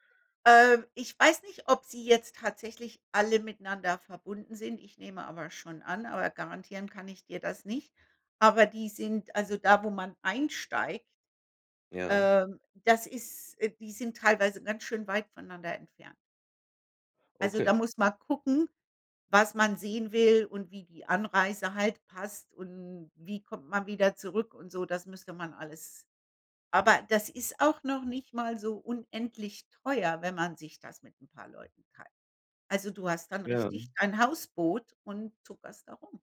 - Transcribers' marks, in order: none
- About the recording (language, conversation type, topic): German, unstructured, Wohin reist du am liebsten und warum?